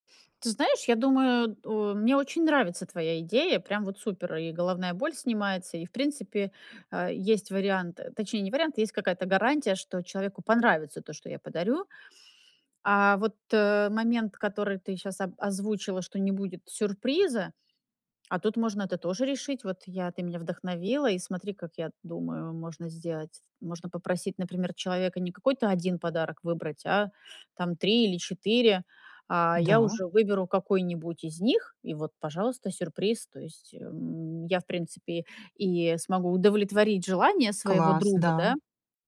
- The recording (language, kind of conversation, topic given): Russian, advice, Как мне проще выбирать одежду и подарки для других?
- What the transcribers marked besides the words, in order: tapping